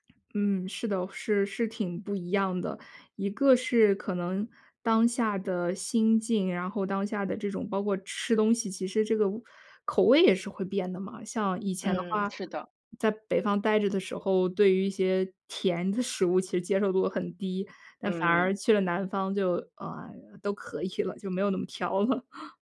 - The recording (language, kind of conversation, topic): Chinese, podcast, 你能分享一道让你怀念的童年味道吗？
- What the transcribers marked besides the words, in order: laughing while speaking: "挑了"; laugh